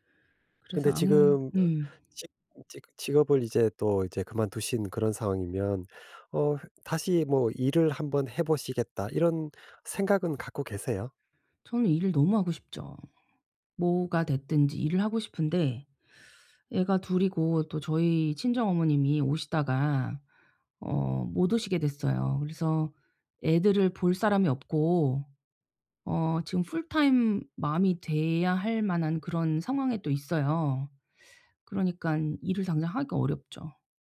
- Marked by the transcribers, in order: other background noise
- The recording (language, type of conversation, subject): Korean, advice, 예상치 못한 수입 변화에 지금 어떻게 대비하고 장기적으로 적응할 수 있을까요?